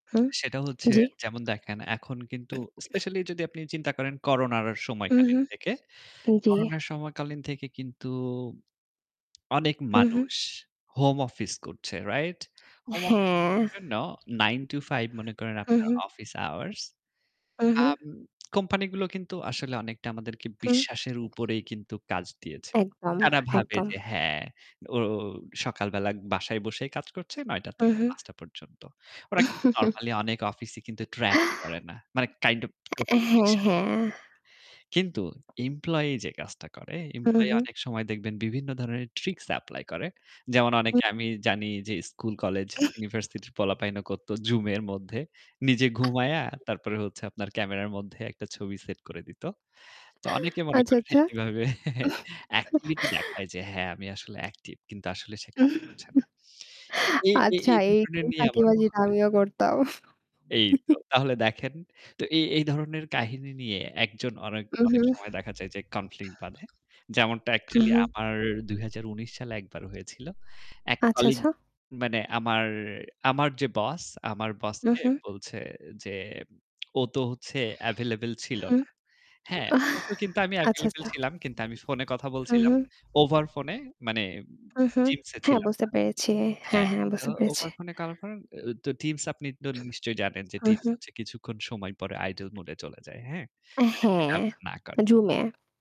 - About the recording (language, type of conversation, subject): Bengali, unstructured, অফিসে মিথ্যা কথা বা গুজব ছড়ালে তার প্রভাব আপনার কাছে কেমন লাগে?
- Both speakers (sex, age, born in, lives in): female, 20-24, Bangladesh, Bangladesh; male, 30-34, Bangladesh, Germany
- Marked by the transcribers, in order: tapping; other background noise; static; chuckle; in English: "track"; in English: "কাইন্ড ওফ"; unintelligible speech; unintelligible speech; "ঘুমিয়ে" said as "ঘুমায়া"; chuckle; laughing while speaking: "এভাবে"; chuckle; unintelligible speech; unintelligible speech; unintelligible speech; laughing while speaking: "করতাম"; chuckle; in English: "কনফ্লিক্ট"; lip smack; chuckle; in English: "idle"